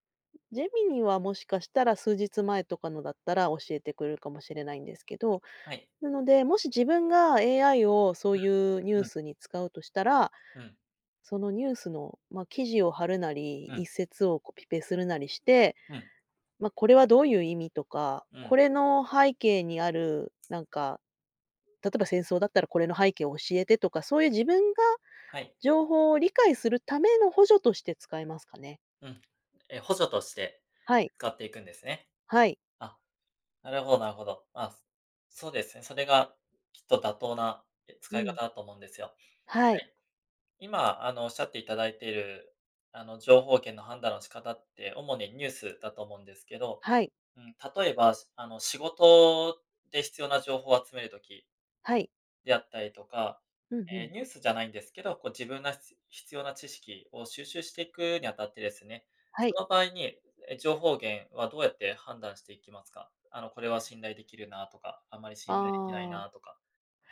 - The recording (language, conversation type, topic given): Japanese, podcast, 普段、情報源の信頼性をどのように判断していますか？
- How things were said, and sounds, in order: other noise; tapping; other background noise